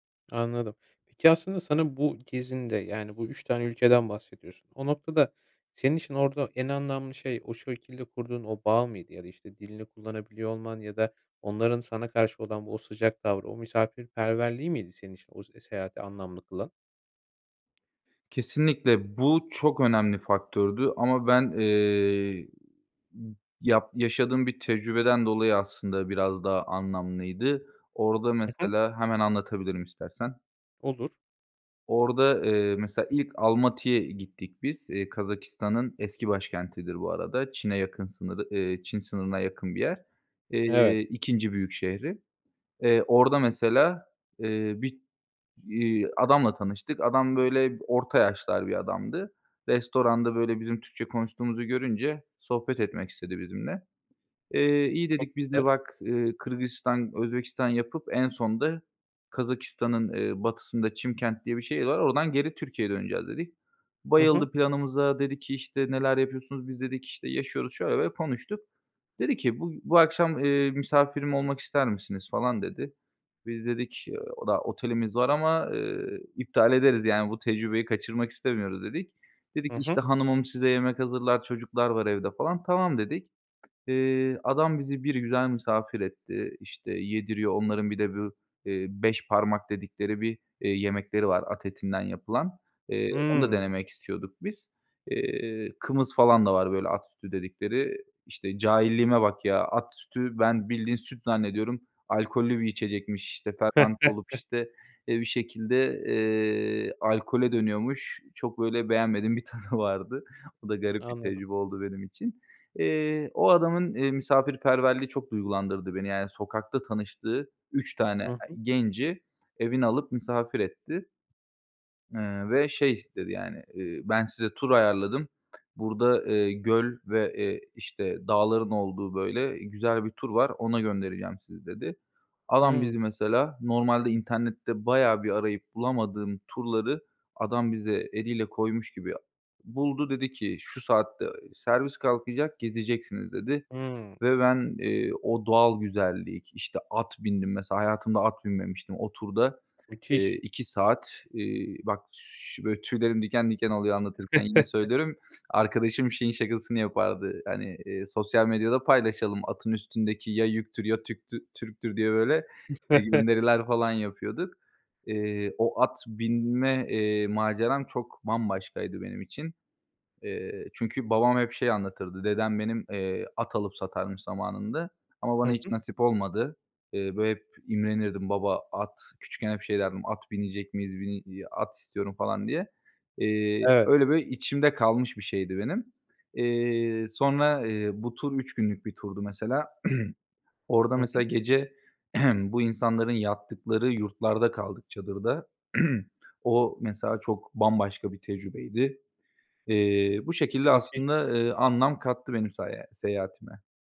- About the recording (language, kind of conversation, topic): Turkish, podcast, En anlamlı seyahat destinasyonun hangisiydi ve neden?
- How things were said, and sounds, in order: drawn out: "eee"; tapping; drawn out: "Hımm"; chuckle; laughing while speaking: "bir tadı vardı"; other background noise; chuckle; throat clearing; throat clearing